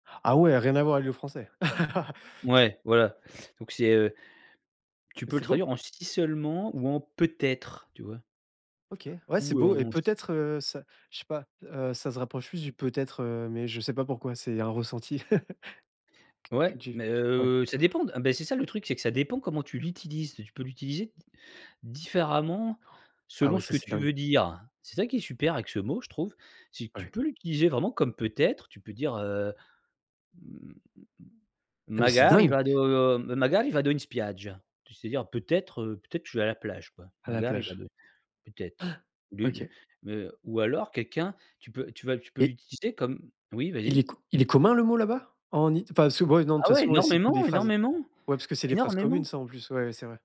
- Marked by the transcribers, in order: laugh; chuckle; put-on voice: "Magari vado magari vado in spiaggia"; in Italian: "Magari vado"
- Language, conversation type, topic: French, podcast, Y a-t-il un mot intraduisible que tu aimes particulièrement ?